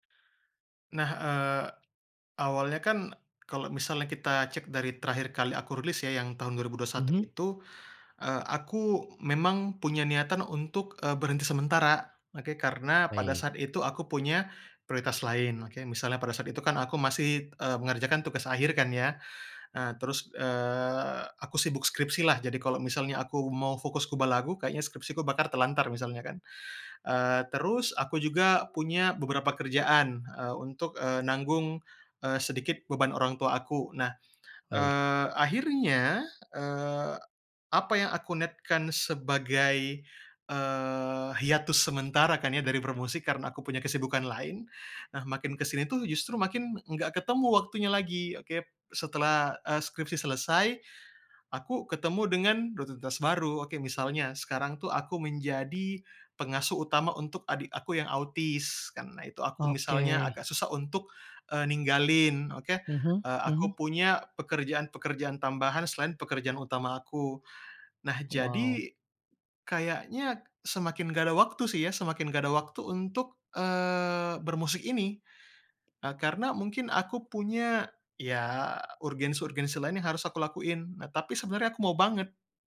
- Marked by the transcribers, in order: none
- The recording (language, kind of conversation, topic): Indonesian, advice, Kapan kamu menyadari gairah terhadap hobi kreatifmu tiba-tiba hilang?